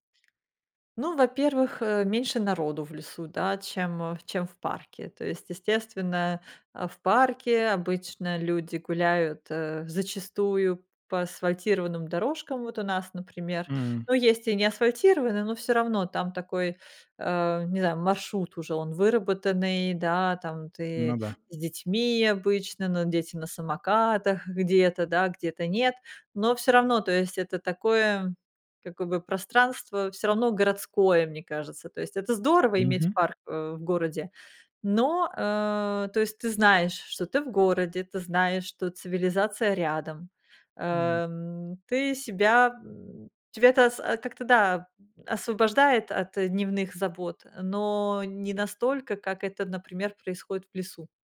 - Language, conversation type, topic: Russian, podcast, Чем для вас прогулка в лесу отличается от прогулки в парке?
- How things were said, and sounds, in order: tapping